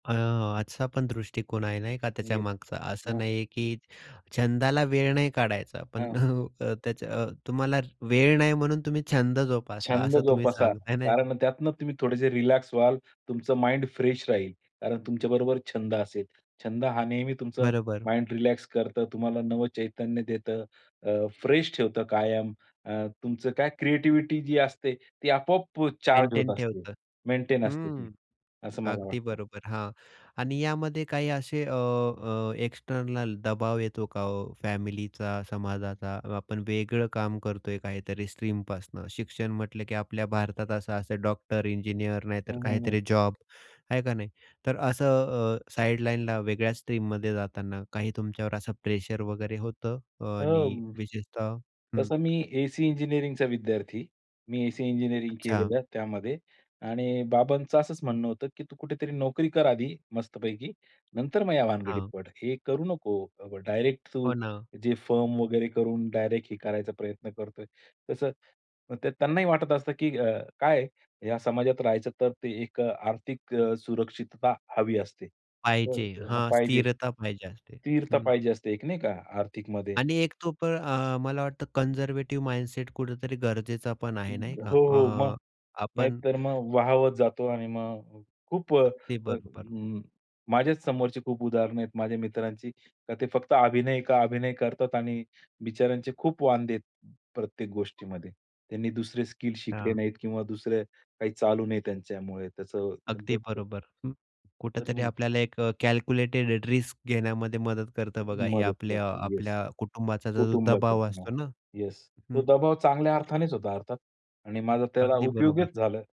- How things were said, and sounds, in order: other background noise; chuckle; in English: "माइंड फ्रेश"; in English: "माइंड"; in English: "फ्रेश"; in English: "चार्ज"; in English: "फर्म"; in English: "कन्झर्व्हेटिव्ह माइंडसेट"; other noise; in English: "रिस्क"
- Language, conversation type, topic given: Marathi, podcast, तू पूर्वी आवडलेला छंद पुन्हा कसा सुरू करशील?